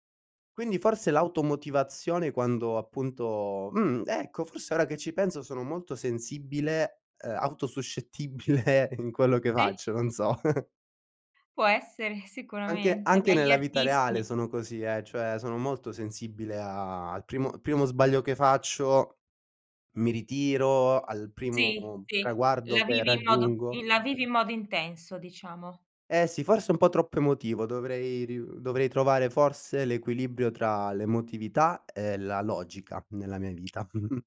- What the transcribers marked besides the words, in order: laughing while speaking: "auto-suscettibile in quello che faccio, non so"; chuckle; other background noise; tapping; chuckle
- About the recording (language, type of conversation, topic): Italian, podcast, Come superi il blocco creativo quando ti colpisce?